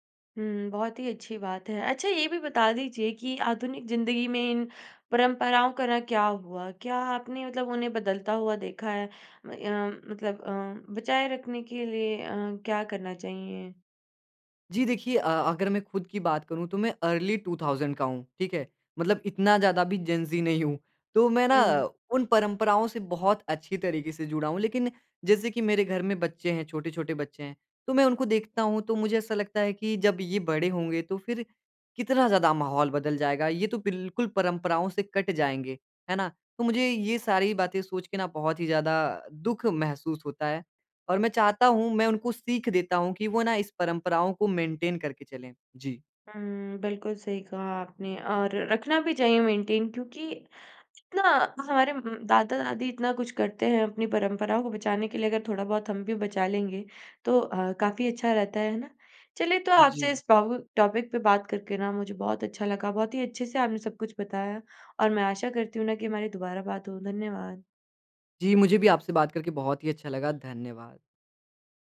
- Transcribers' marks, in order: in English: "अर्ली टू थाउज़ेंड"; laughing while speaking: "नहीं हूँ"; other background noise; in English: "मेंटेन"; in English: "मेंटेन"; tapping; in English: "टॉ टॉपिक"
- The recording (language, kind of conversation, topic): Hindi, podcast, घर की छोटी-छोटी परंपराएँ कौन सी हैं आपके यहाँ?